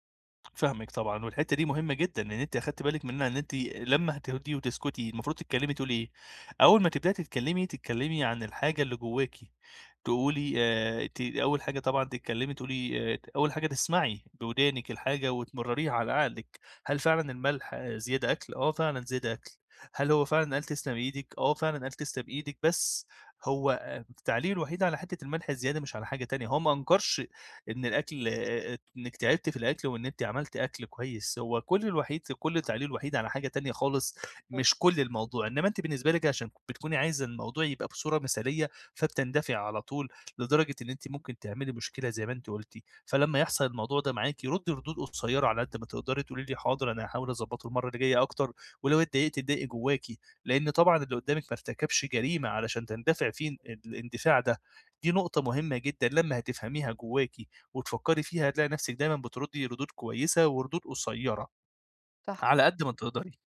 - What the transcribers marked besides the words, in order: other background noise
- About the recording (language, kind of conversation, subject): Arabic, advice, إزاي أستقبل النقد من غير ما أبقى دفاعي وأبوّظ علاقتي بالناس؟
- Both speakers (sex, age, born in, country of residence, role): female, 30-34, Egypt, Portugal, user; male, 25-29, Egypt, Egypt, advisor